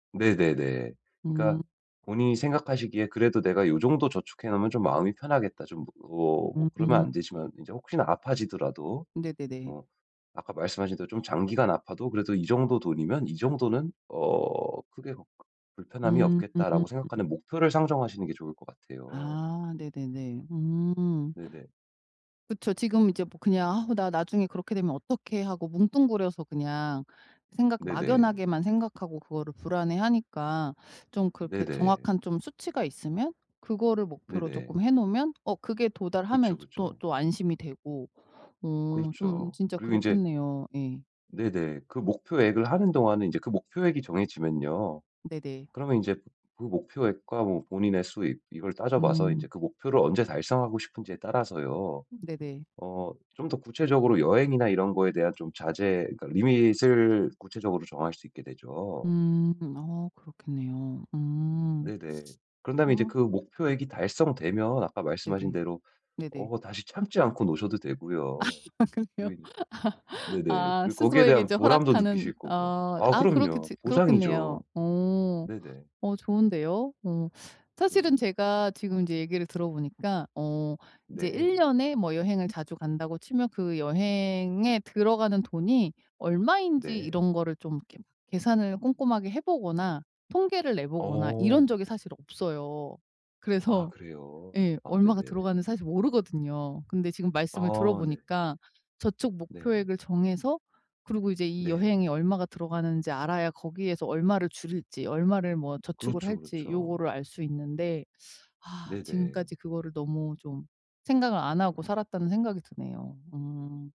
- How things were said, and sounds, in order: other background noise; tapping; in English: "리밋을"; laughing while speaking: "아 그래요? 아"
- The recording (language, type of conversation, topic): Korean, advice, 저축과 소비의 균형을 어떻게 맞춰 지속 가능한 지출 계획을 세울 수 있을까요?